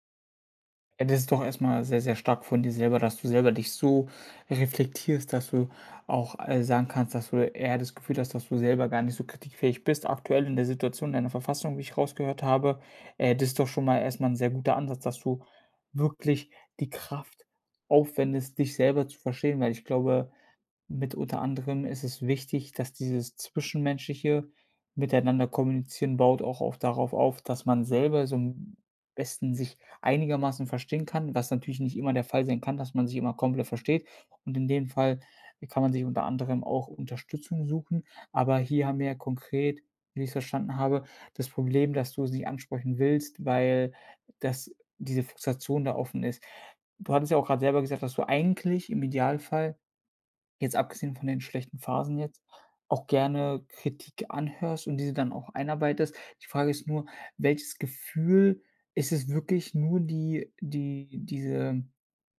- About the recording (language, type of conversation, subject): German, advice, Wie kann ich das Schweigen in einer wichtigen Beziehung brechen und meine Gefühle offen ausdrücken?
- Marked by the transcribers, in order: none